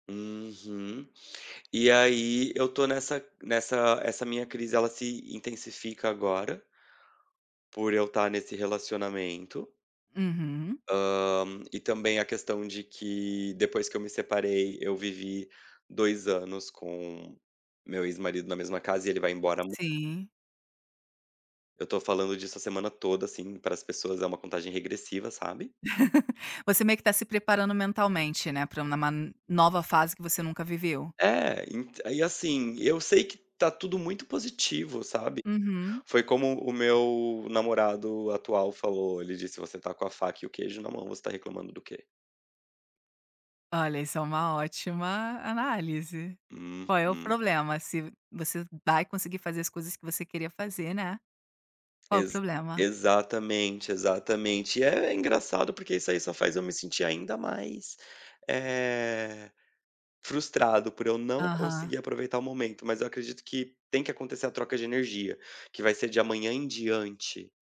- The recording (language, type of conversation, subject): Portuguese, advice, Como você descreveria sua crise de identidade na meia-idade?
- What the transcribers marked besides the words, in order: laugh